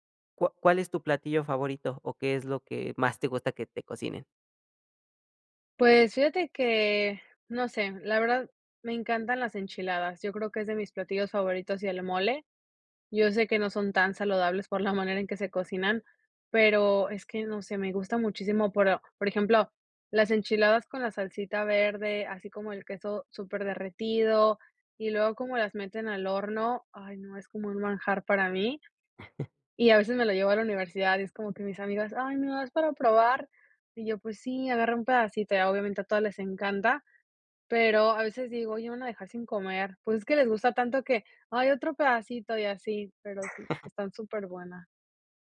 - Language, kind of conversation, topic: Spanish, podcast, ¿Cómo planificas las comidas de la semana sin volverte loco?
- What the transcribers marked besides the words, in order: "pero" said as "poro"; chuckle; chuckle